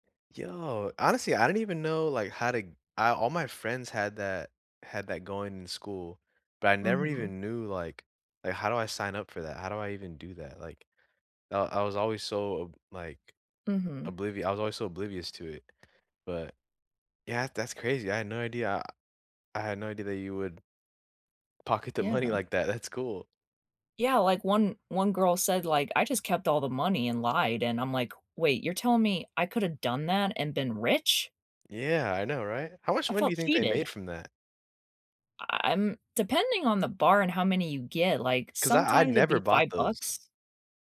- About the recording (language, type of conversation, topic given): English, unstructured, What book made you love or hate reading?
- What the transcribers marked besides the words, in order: other background noise; tapping; laughing while speaking: "money"